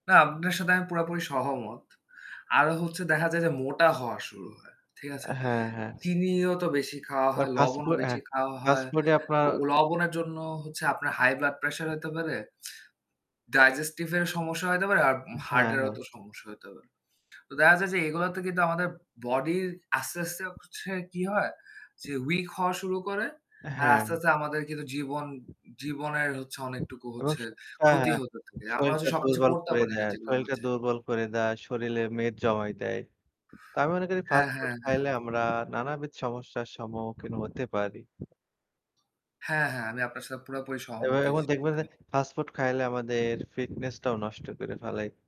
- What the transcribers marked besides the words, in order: other background noise; distorted speech; in English: "ডাইজেস্টিভ"; tapping; "শরীর" said as "শরিল"; "শরীর" said as "শরিল"; "শরীরে" said as "শরিলে"; unintelligible speech; wind
- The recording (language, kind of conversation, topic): Bengali, unstructured, স্বাস্থ্যকর খাবার খাওয়া কেন গুরুত্বপূর্ণ?